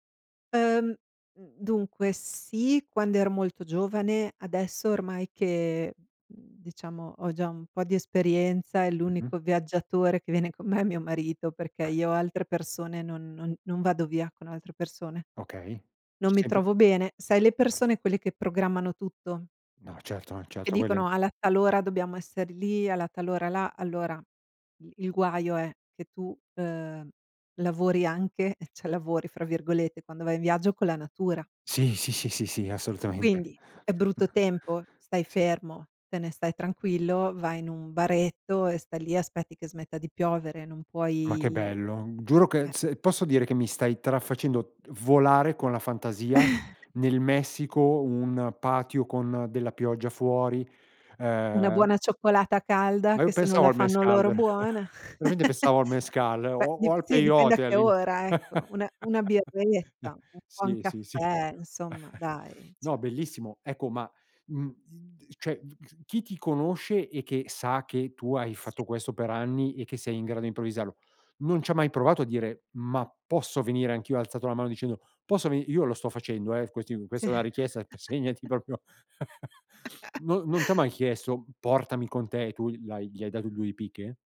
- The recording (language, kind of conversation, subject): Italian, podcast, Come bilanci la pianificazione e la spontaneità quando viaggi?
- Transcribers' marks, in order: chuckle; other background noise; laughing while speaking: "Sì, sì, sì, sì. Assolutamente"; tapping; chuckle; chuckle; chuckle; chuckle; "cioè" said as "ceh"; chuckle